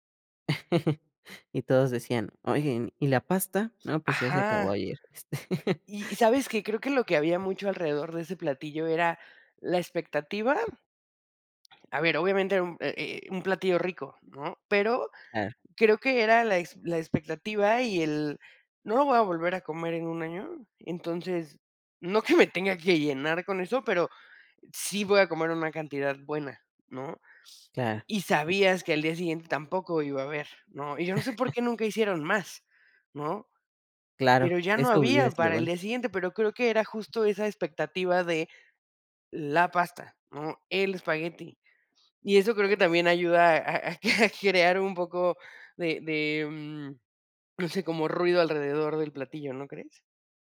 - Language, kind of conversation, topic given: Spanish, podcast, ¿Qué platillo te trae recuerdos de celebraciones pasadas?
- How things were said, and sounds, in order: chuckle; chuckle; laughing while speaking: "que me tenga"; chuckle; laughing while speaking: "cre crear"